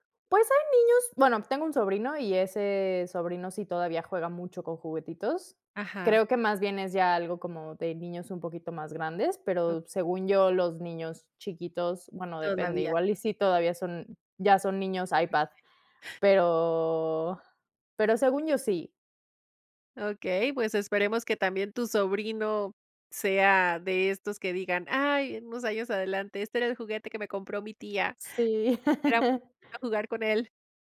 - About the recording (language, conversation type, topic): Spanish, podcast, ¿Cómo influye la nostalgia en ti al volver a ver algo antiguo?
- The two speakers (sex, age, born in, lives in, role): female, 30-34, Mexico, Mexico, guest; female, 50-54, Mexico, Mexico, host
- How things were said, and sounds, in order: unintelligible speech; laugh; unintelligible speech